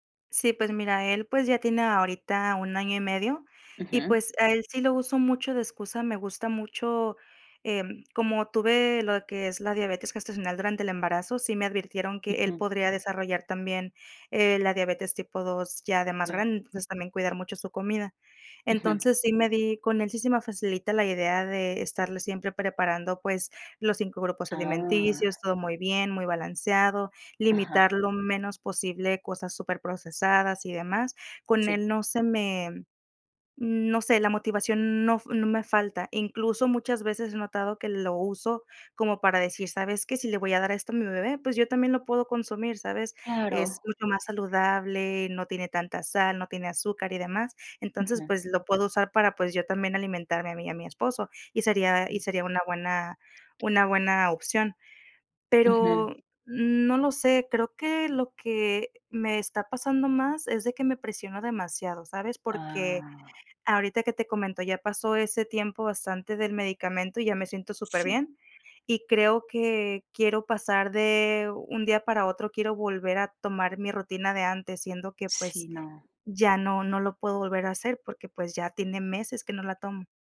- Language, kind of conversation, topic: Spanish, advice, ¿Cómo puedo recuperar la motivación para cocinar comidas nutritivas?
- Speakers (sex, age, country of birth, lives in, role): female, 30-34, Mexico, Mexico, advisor; female, 30-34, Mexico, Mexico, user
- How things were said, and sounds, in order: tapping